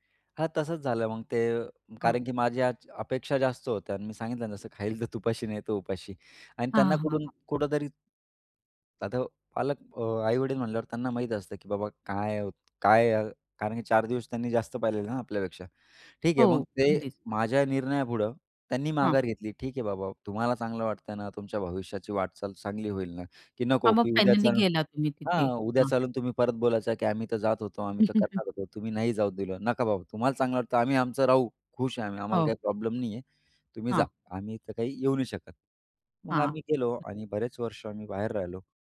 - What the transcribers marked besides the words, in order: chuckle; other background noise
- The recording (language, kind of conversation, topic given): Marathi, podcast, कुटुंबाच्या अपेक्षा आपल्या निर्णयांवर कसा प्रभाव टाकतात?